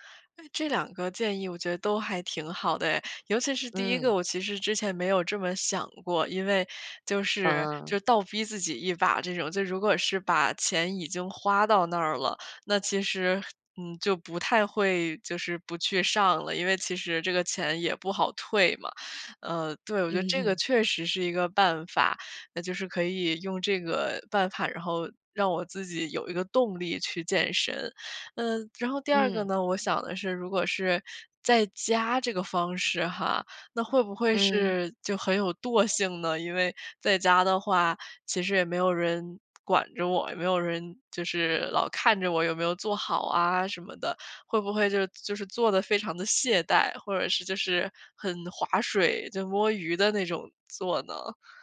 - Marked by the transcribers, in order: tapping
- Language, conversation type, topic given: Chinese, advice, 我为什么总是无法坚持早起或保持固定的作息时间？